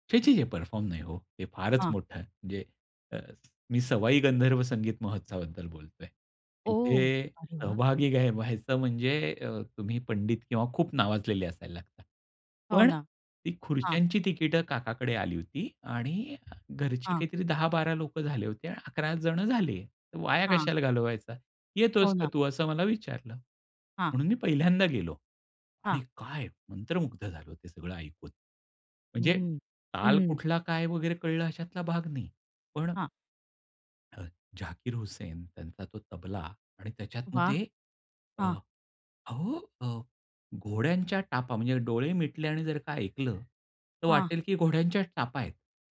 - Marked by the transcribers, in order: other background noise; tapping
- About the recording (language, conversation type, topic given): Marathi, podcast, तुला संगीताचा शोध घ्यायला सुरुवात कशी झाली?